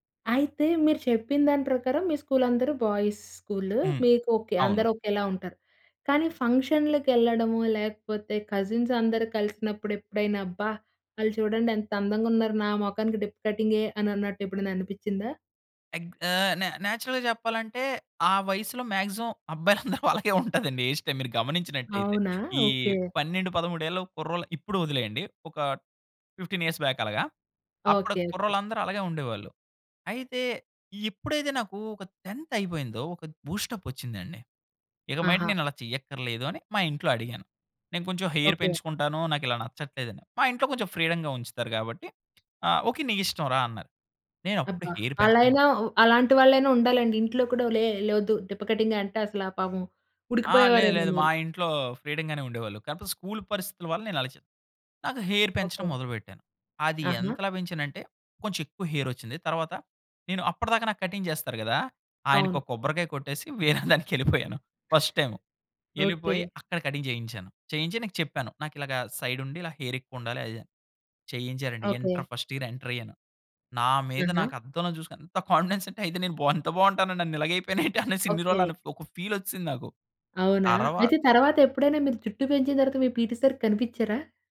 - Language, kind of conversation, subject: Telugu, podcast, స్టైల్‌లో మార్పు చేసుకున్న తర్వాత మీ ఆత్మవిశ్వాసం పెరిగిన అనుభవాన్ని మీరు చెప్పగలరా?
- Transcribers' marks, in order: in English: "బాయ్స్"; in English: "ఫంక్షన్‌లకి"; in English: "కజిన్స్"; in English: "నేచురల్‌గా"; in English: "మాక్సిమం"; in English: "హెయిర్‌స్టైల్"; in English: "ఫిఫ్టీన్ ఇయర్స్ బాక్"; in English: "టెంత్"; in English: "బూస్టప్"; in English: "హెయిర్"; in English: "ఫ్రీడమ్‌గా"; tapping; other background noise; in English: "హెయిర్"; in English: "ఫ్రీడమ్‌గానే"; in English: "హెయిర్"; in English: "హెయిర్"; in English: "కటింగ్"; in English: "ఫస్ట్ టైమ్"; in English: "కటింగ్"; in English: "సైడ్"; in English: "హెయిర్"; in English: "ఇంటర్ ఫస్ట్ ఇయర్ ఎంటర్"; in English: "కాన్ఫిడెన్స్"; in English: "ఫీల్"; in English: "పీటీ సర్‌కి"